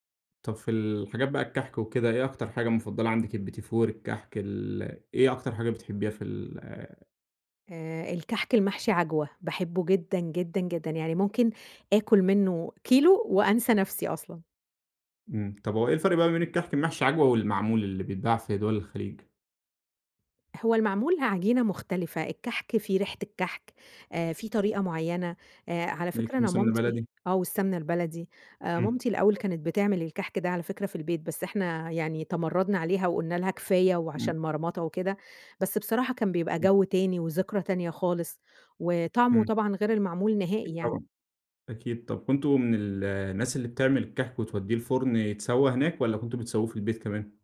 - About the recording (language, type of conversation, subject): Arabic, podcast, إيه أكتر ذكرى ليك مرتبطة بأكلة بتحبها؟
- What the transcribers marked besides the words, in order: in French: "اليبتيفور"; tapping